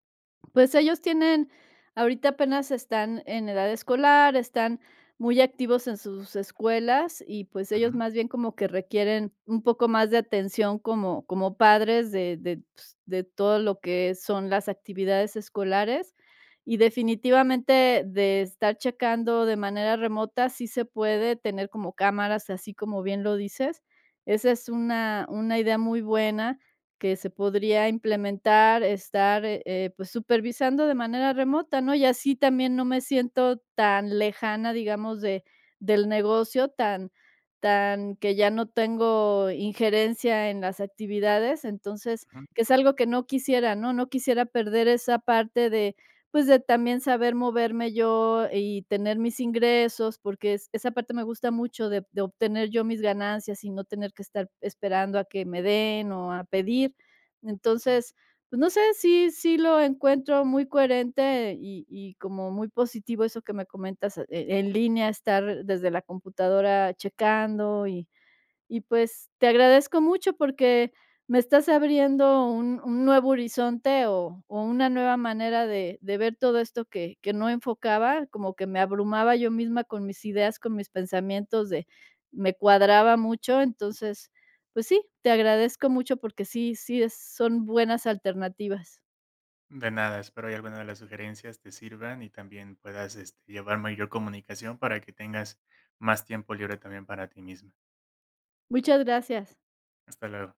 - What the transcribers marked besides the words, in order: none
- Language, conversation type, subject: Spanish, advice, ¿Cómo puedo manejar sentirme abrumado por muchas responsabilidades y no saber por dónde empezar?
- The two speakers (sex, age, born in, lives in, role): female, 60-64, Mexico, Mexico, user; male, 30-34, Mexico, Mexico, advisor